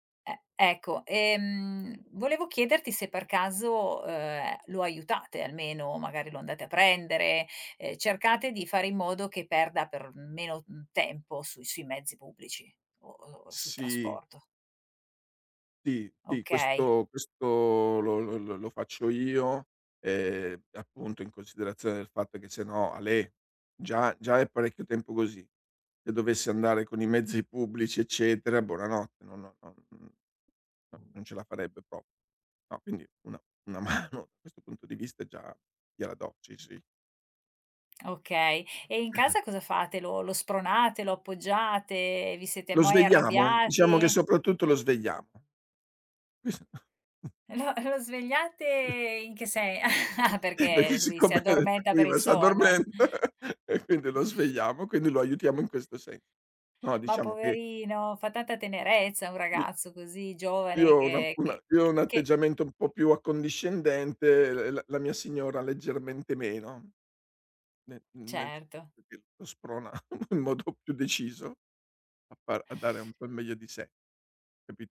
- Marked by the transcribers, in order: "Sì" said as "tì"; "sì" said as "tì"; tapping; "buonanotte" said as "bonanotte"; other background noise; laughing while speaking: "mano"; throat clearing; chuckle; other noise; chuckle; laughing while speaking: "Beh che siccome prima s'addormenta"; chuckle; snort; chuckle; laughing while speaking: "in modo più"
- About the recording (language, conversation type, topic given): Italian, advice, Come posso aiutare i miei figli ad adattarsi alla nuova scuola?